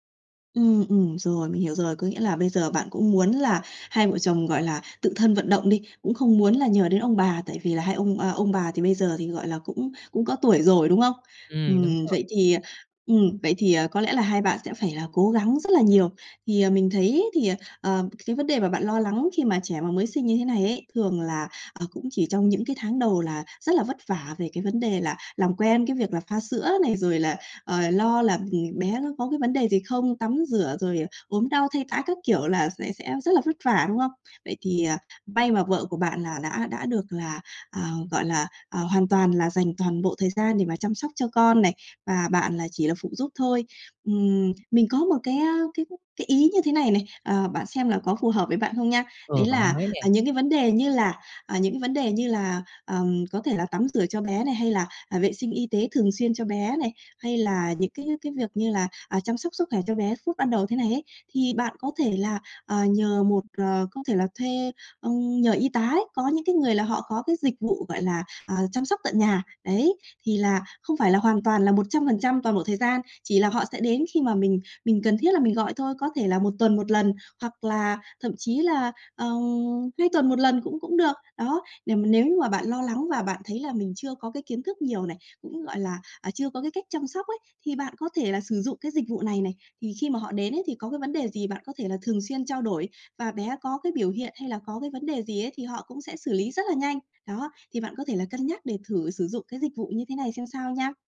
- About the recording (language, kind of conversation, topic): Vietnamese, advice, Bạn cảm thấy thế nào khi lần đầu trở thành cha/mẹ, và bạn lo lắng nhất điều gì về những thay đổi trong cuộc sống?
- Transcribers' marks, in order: tapping; other background noise